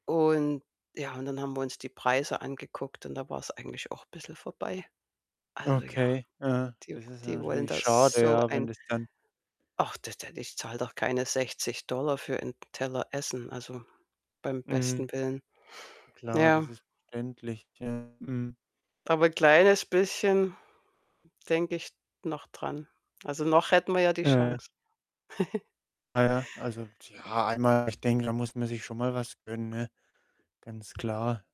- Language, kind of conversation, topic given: German, podcast, Welches Gericht darf bei euren Familienfeiern nie fehlen?
- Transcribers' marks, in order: distorted speech; chuckle; other background noise